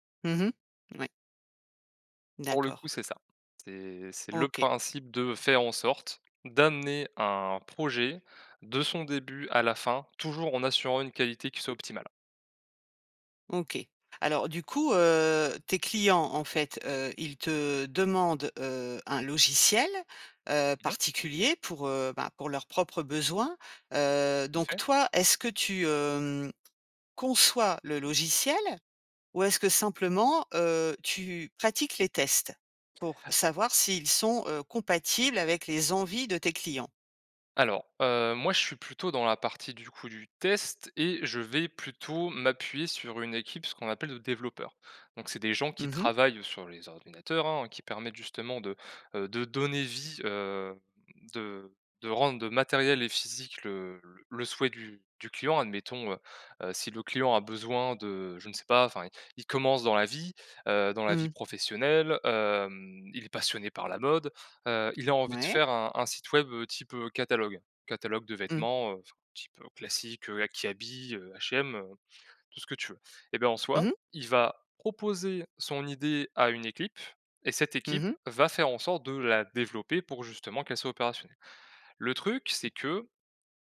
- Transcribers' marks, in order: stressed: "test"; stressed: "vie"; other background noise
- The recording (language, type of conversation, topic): French, podcast, Quelle astuce pour éviter le gaspillage quand tu testes quelque chose ?